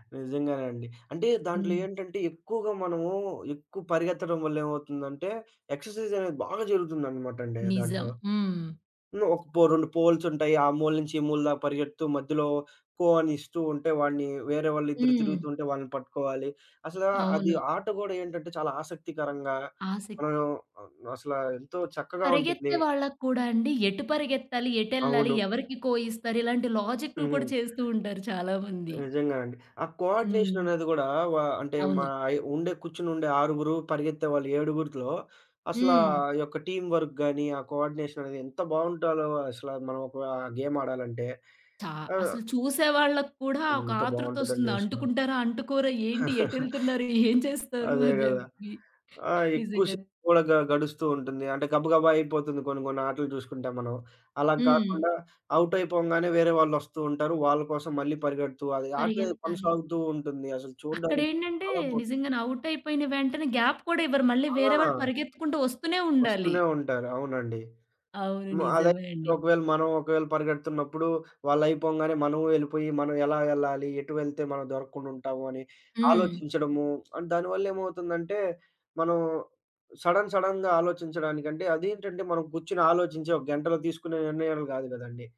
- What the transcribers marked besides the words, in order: in English: "ఎక్సర్‌సైజ్"; other background noise; in English: "కోఆర్డినేషన్"; in English: "టీమ్ వర్క్"; in English: "కోఆర్డినేషన్"; chuckle; laughing while speaking: "ఏం చేస్తారు, అని జెప్పి"; in English: "గ్యాప్"; in English: "అండ్"; in English: "సడెన్ సడెన్‍గా"
- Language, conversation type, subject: Telugu, podcast, సాంప్రదాయ ఆటలు చిన్నప్పుడు ఆడేవారా?